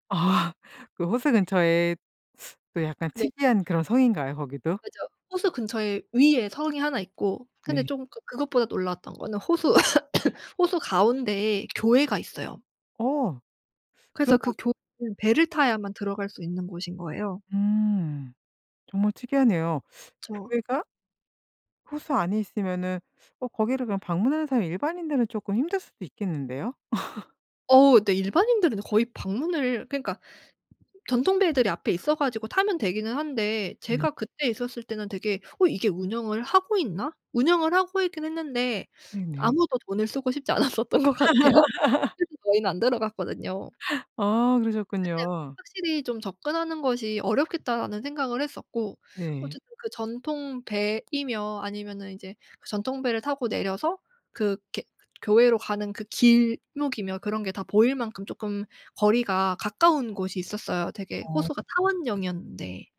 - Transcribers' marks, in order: cough; laugh; other background noise; laughing while speaking: "않았었던 것 같아요"; laugh; unintelligible speech; tapping; unintelligible speech
- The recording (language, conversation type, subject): Korean, podcast, 여행 중 우연히 발견한 숨은 명소에 대해 들려주실 수 있나요?